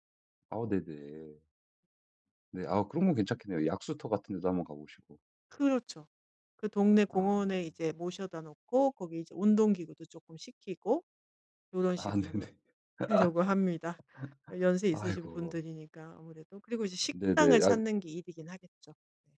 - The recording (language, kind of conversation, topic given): Korean, advice, 여행 준비를 할 때 스트레스를 줄이려면 어떤 방법이 좋을까요?
- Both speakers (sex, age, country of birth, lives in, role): female, 50-54, South Korea, Germany, user; male, 35-39, United States, United States, advisor
- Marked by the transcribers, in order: tapping; other background noise; laughing while speaking: "네네"; laugh